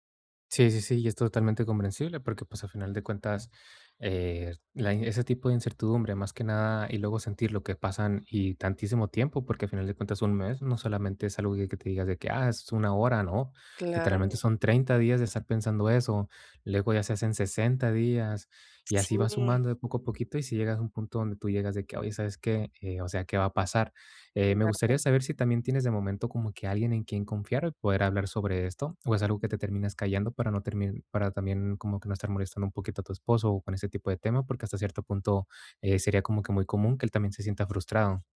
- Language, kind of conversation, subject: Spanish, advice, ¿Cómo puedo preservar mi estabilidad emocional cuando todo a mi alrededor es incierto?
- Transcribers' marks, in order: none